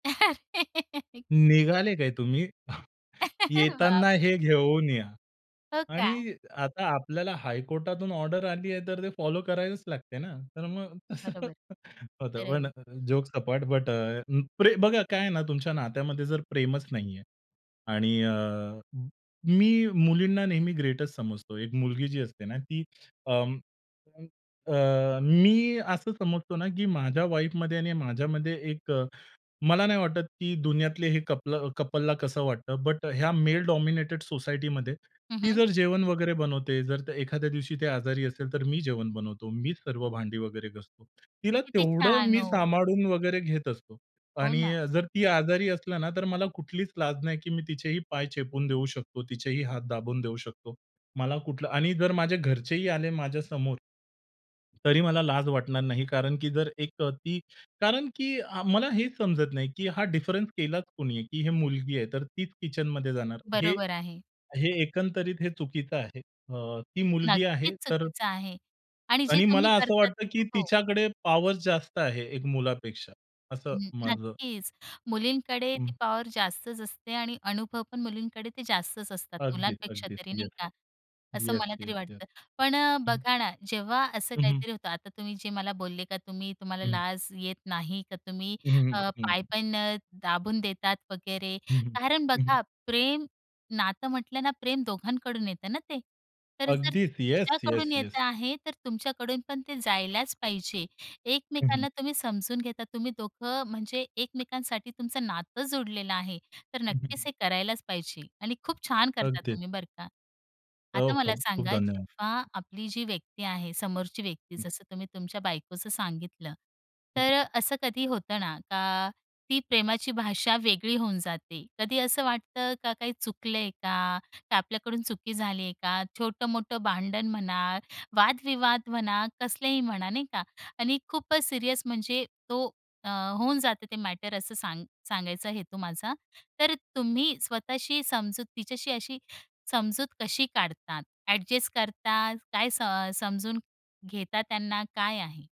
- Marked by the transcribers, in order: laugh; chuckle; chuckle; in English: "जोक्स अपार्ट, बट"; other noise; in English: "कपलला"; in English: "मेल डॉमिनेटेड सोसायटीमध्ये"; other background noise; tapping; unintelligible speech
- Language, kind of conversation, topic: Marathi, podcast, तुम्ही नात्यात प्रेम कसे दाखवता?